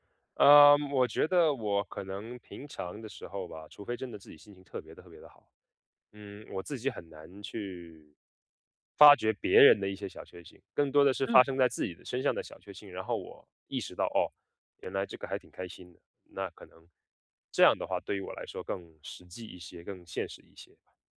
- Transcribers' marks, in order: none
- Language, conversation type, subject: Chinese, podcast, 能聊聊你日常里的小确幸吗？